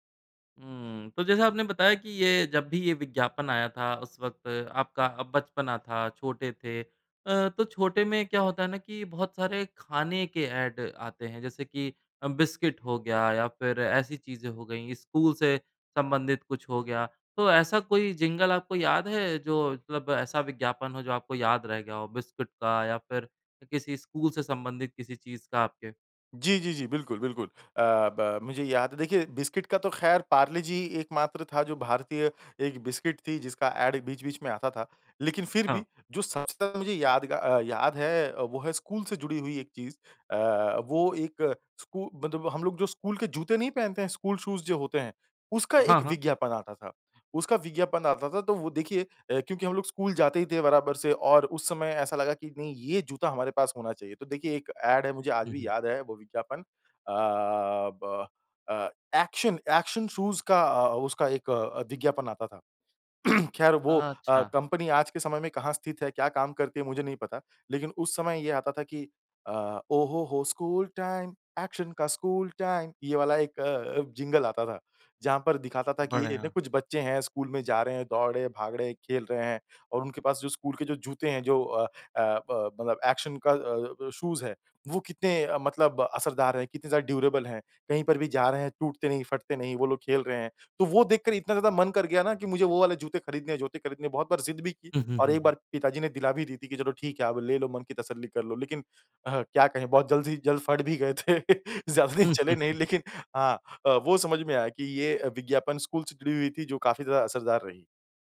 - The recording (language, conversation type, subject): Hindi, podcast, किस पुराने विज्ञापन का जिंगल अब भी तुम्हारे दिमाग में घूमता है?
- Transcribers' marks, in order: in English: "एड"; in English: "ऐड"; in English: "स्कूल शूज़"; in English: "ऐड"; in English: "शूज़"; throat clearing; singing: "ओ हो हो स्कूल टाइम ऐक्शन का स्कूल टाइम"; other background noise; in English: "शूज़"; in English: "ड्यूरेबल"; laughing while speaking: "थे। ज़्यादा दिन चले नहीं लेकिन हाँ"; chuckle